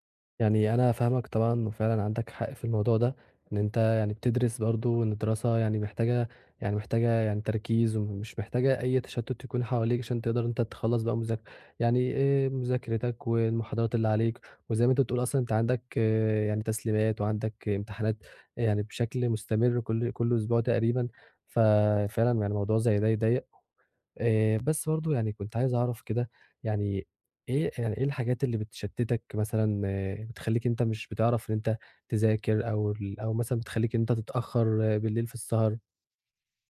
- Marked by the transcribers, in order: none
- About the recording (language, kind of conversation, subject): Arabic, advice, إزاي أتعامل مع التشتت الذهني اللي بيتكرر خلال يومي؟
- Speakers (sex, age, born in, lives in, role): male, 20-24, Egypt, Egypt, advisor; male, 20-24, Egypt, Egypt, user